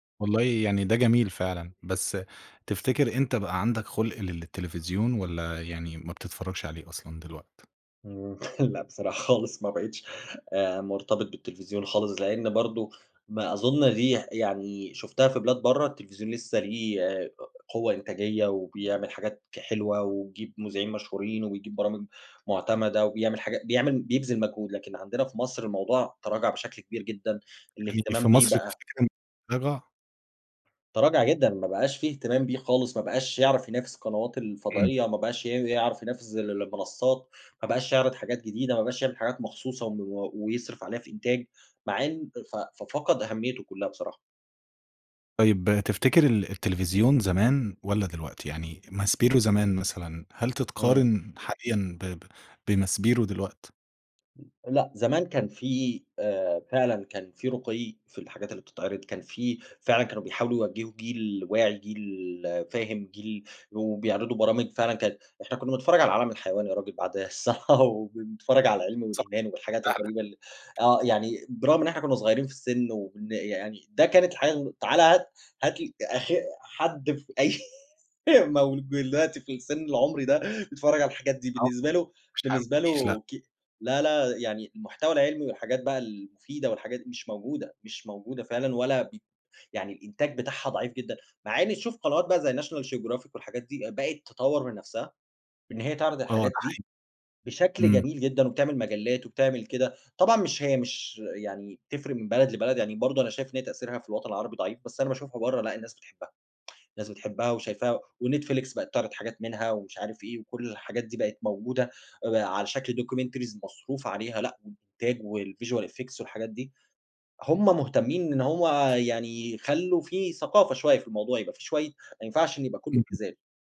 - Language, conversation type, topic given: Arabic, podcast, إزاي اتغيّرت عاداتنا في الفرجة على التلفزيون بعد ما ظهرت منصات البث؟
- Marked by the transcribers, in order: other background noise; laugh; laughing while speaking: "خالص"; unintelligible speech; tapping; laughing while speaking: "الصلاة"; laughing while speaking: "أي مولود دلوقتي في السن … دي بالنسبة له"; unintelligible speech; in English: "National Geographic"; in English: "documentaries"; in English: "والvisual effect"; unintelligible speech